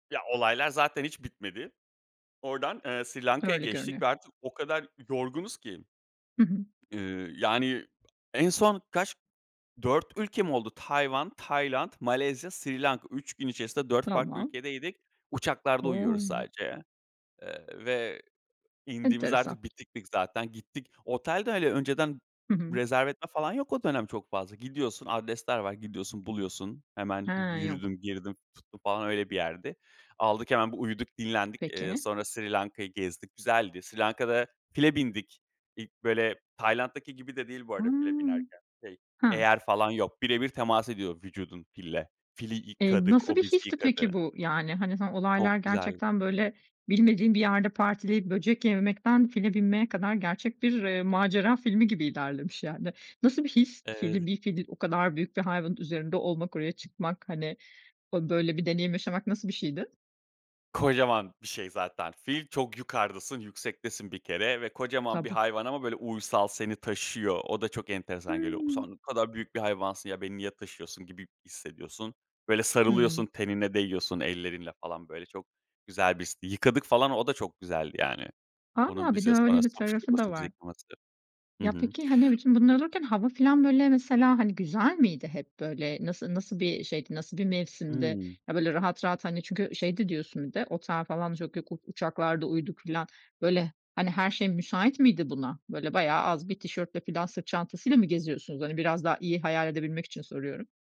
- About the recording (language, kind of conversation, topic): Turkish, podcast, En unutulmaz seyahat anını anlatır mısın?
- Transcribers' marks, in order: other background noise; drawn out: "O!"; drawn out: "Hıı"; drawn out: "Hıı"; unintelligible speech